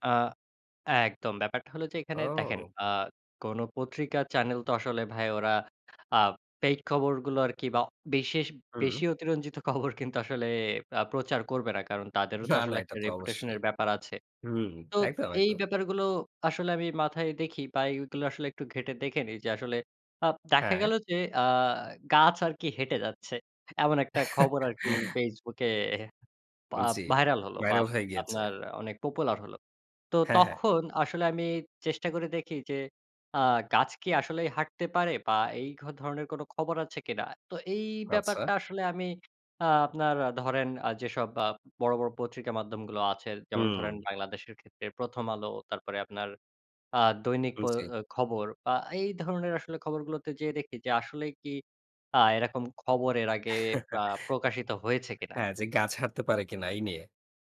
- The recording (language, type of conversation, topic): Bengali, podcast, আপনি অনলাইনে পাওয়া খবর কীভাবে যাচাই করেন?
- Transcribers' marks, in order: surprised: "ও!"; laughing while speaking: "খবর কিন্তু আসলে"; laughing while speaking: "না, না"; chuckle; chuckle